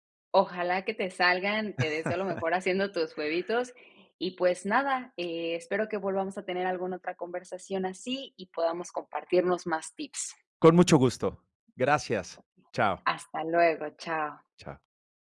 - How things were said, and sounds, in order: chuckle
- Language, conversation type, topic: Spanish, unstructured, ¿Prefieres cocinar en casa o comer fuera?